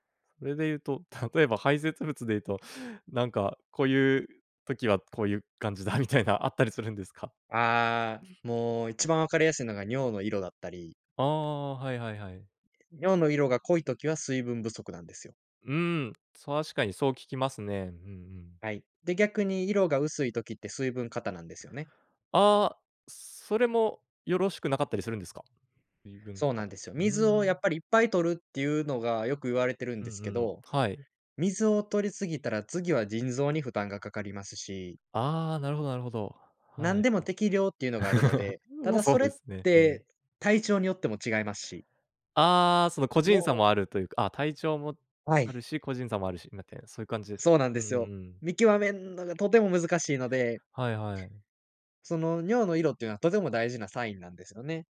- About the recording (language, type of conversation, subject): Japanese, podcast, 普段、体の声をどのように聞いていますか？
- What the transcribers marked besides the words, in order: laughing while speaking: "感じだみたいな"; other noise; tapping; chuckle